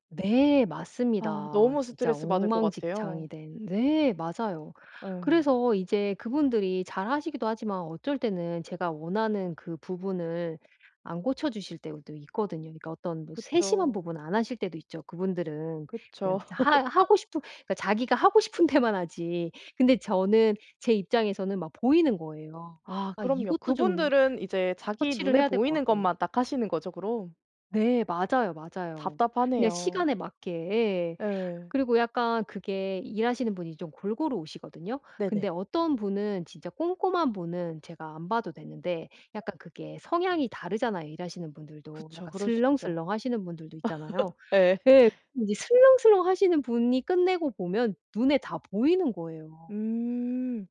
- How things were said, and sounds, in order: other background noise; laugh; laughing while speaking: "데만"; tapping; laugh
- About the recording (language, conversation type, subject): Korean, advice, 간단하게 할 수 있는 스트레스 해소 운동에는 어떤 것들이 있나요?